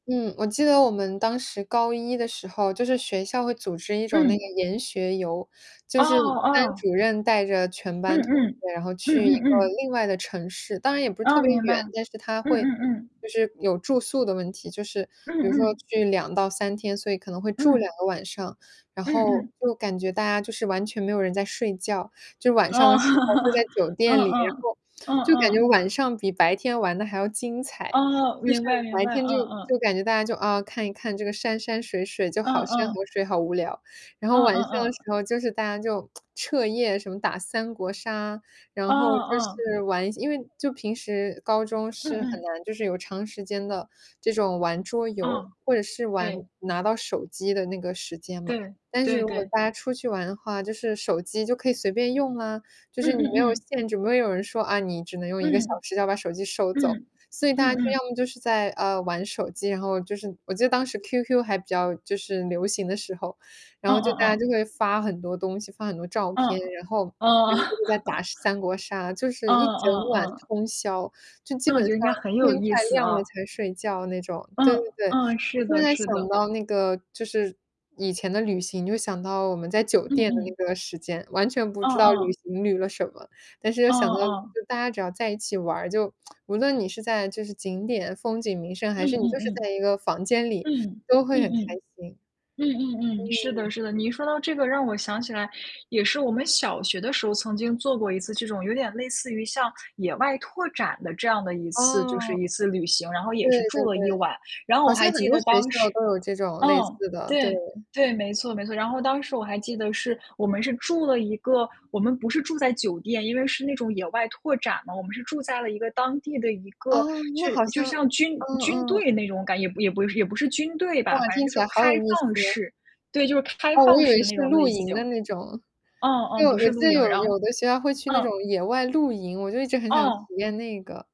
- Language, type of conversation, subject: Chinese, unstructured, 童年时哪次旅行对你影响最大？
- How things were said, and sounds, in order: distorted speech; laugh; tsk; other background noise; chuckle; unintelligible speech; tsk; static